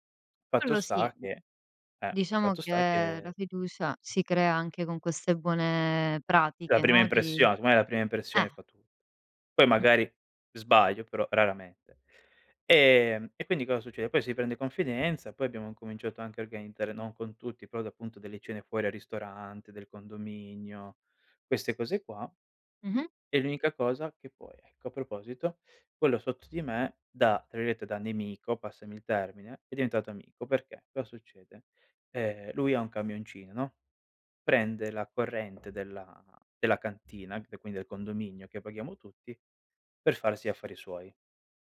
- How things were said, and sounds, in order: "secondo" said as "seco"; tapping
- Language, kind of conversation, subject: Italian, podcast, Come si crea fiducia tra vicini, secondo te?